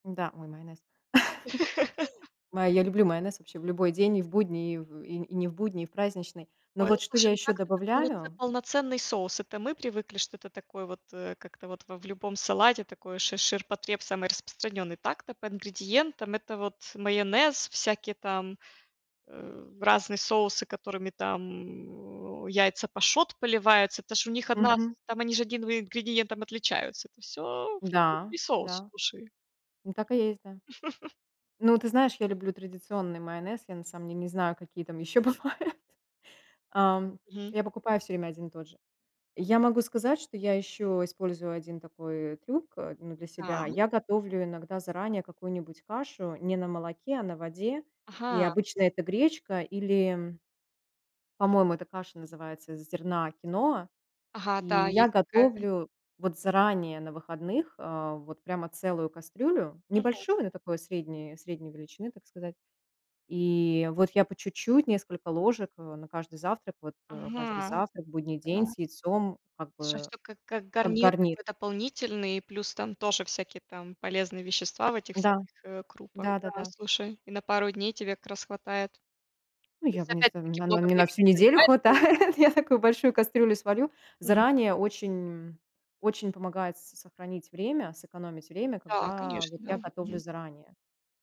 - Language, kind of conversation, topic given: Russian, podcast, Есть ли у тебя любимый быстрый завтрак в будни?
- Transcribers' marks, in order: chuckle; laugh; chuckle; laughing while speaking: "бывают"; laughing while speaking: "хватает"; unintelligible speech